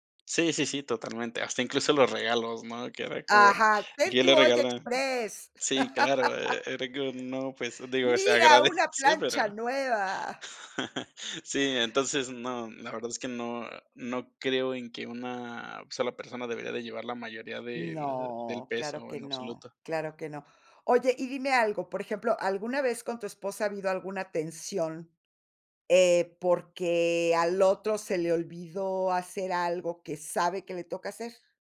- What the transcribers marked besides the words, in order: laugh; laughing while speaking: "agradece"; chuckle
- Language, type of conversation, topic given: Spanish, podcast, ¿Cómo se reparten las tareas en casa con tu pareja o tus compañeros de piso?